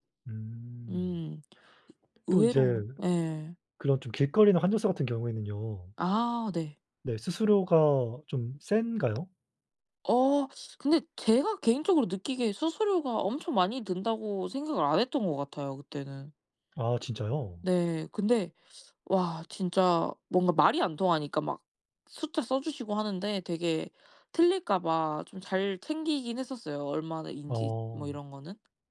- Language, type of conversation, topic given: Korean, unstructured, 여행할 때 가장 중요하게 생각하는 것은 무엇인가요?
- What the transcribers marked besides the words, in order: other background noise